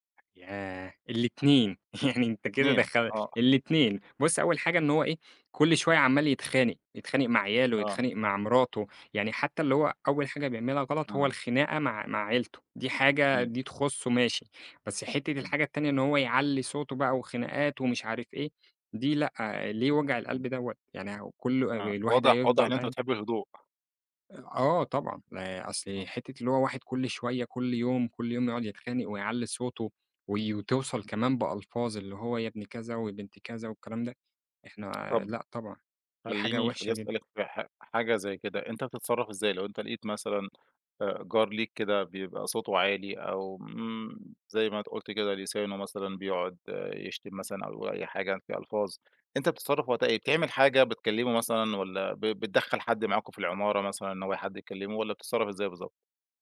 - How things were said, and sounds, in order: tapping; laughing while speaking: "يعني أنت"
- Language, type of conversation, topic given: Arabic, podcast, إيه أهم صفات الجار الكويس من وجهة نظرك؟